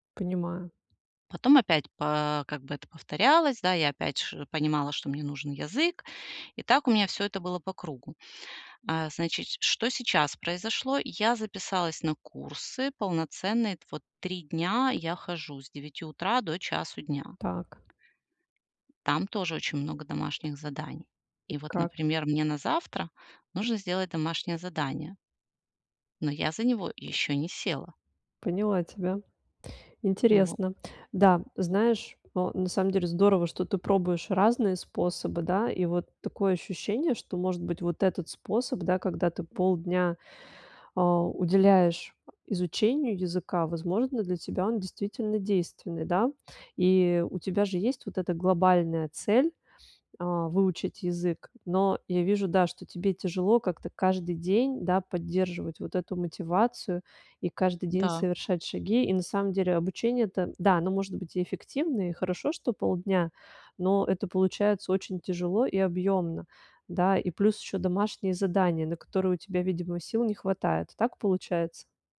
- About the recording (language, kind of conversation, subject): Russian, advice, Как поддерживать мотивацию в условиях неопределённости, когда планы часто меняются и будущее неизвестно?
- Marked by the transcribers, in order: tapping